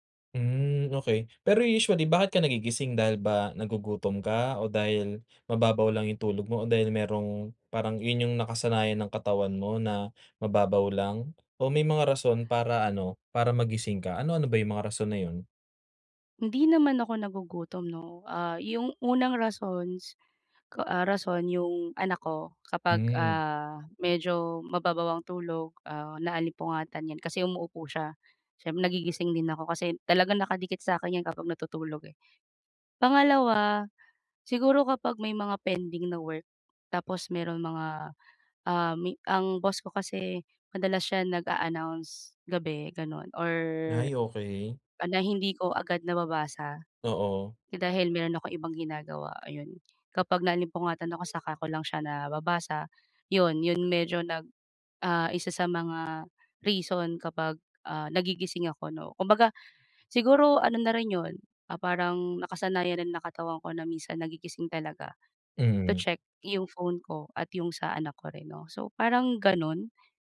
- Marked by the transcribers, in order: tapping; other background noise
- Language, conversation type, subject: Filipino, advice, Paano ako makakakuha ng mas mabuting tulog gabi-gabi?